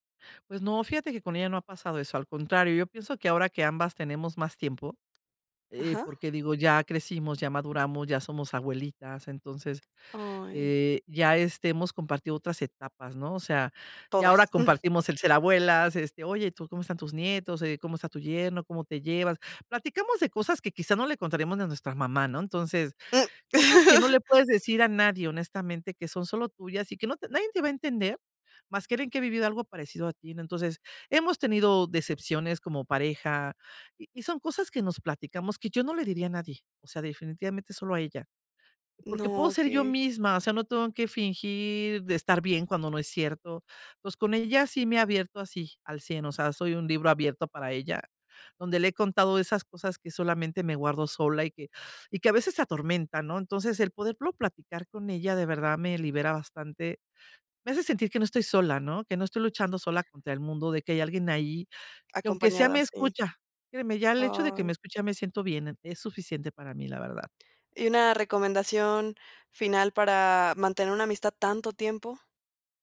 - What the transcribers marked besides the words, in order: other background noise; chuckle; laugh; inhale
- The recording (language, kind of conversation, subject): Spanish, podcast, ¿Qué consejos tienes para mantener amistades a largo plazo?